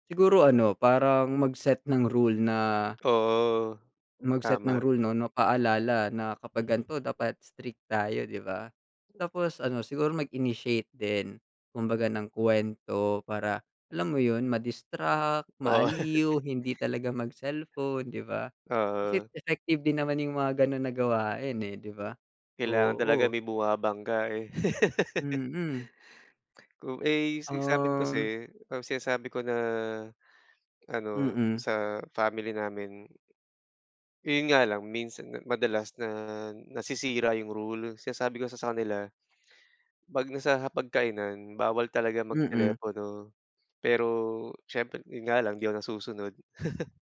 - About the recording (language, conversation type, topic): Filipino, unstructured, Bakit nakaiinis ang mga taong laging gumagamit ng selpon habang kumakain?
- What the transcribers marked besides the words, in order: laugh; laugh; lip smack; chuckle